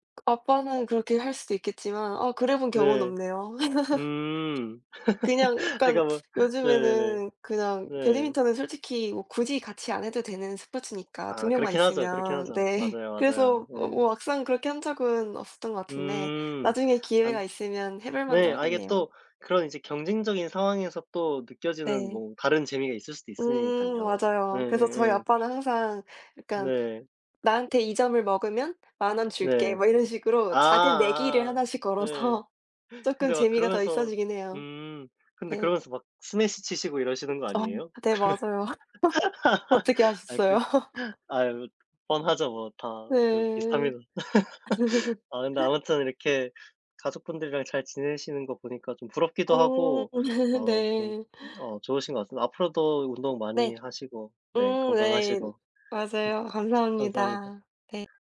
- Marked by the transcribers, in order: laugh; other background noise; laughing while speaking: "네"; tapping; laughing while speaking: "걸어서"; laughing while speaking: "그러면"; laugh; laugh; laugh
- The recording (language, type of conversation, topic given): Korean, unstructured, 운동을 하면서 가장 행복했던 기억이 있나요?